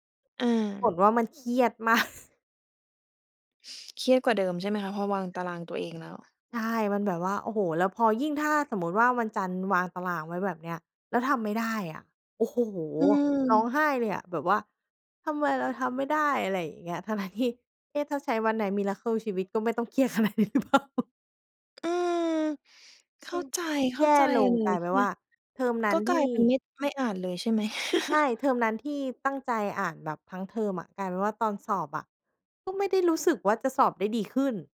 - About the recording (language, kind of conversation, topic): Thai, podcast, จะสร้างแรงฮึดตอนขี้เกียจได้อย่างไรบ้าง?
- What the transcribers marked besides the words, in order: laughing while speaking: "มาก"; other noise; laughing while speaking: "ทั้ง ๆ"; in English: "one night miracle"; laughing while speaking: "ขนาดนี้หรือเปล่า ?"; chuckle